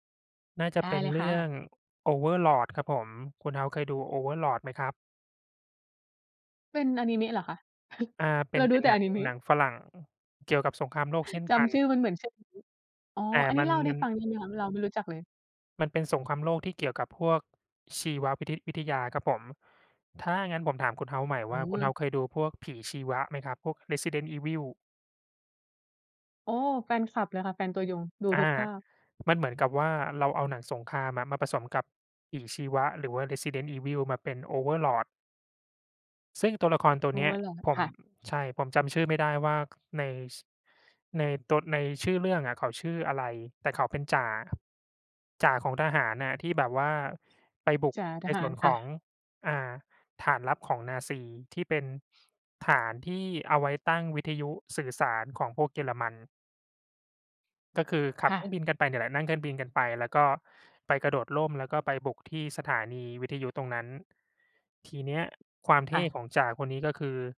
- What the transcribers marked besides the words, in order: chuckle
- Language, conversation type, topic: Thai, unstructured, ถ้าคุณต้องแนะนำหนังสักเรื่องให้เพื่อนดู คุณจะแนะนำเรื่องอะไร?